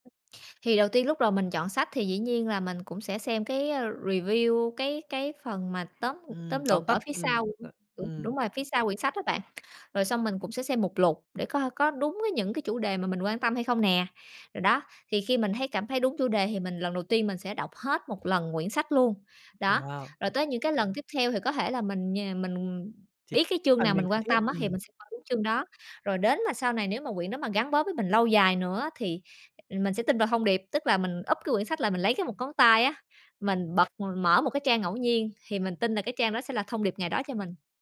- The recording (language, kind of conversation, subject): Vietnamese, podcast, Bạn thường tìm cảm hứng cho sở thích của mình ở đâu?
- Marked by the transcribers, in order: other background noise; tapping; in English: "review"; unintelligible speech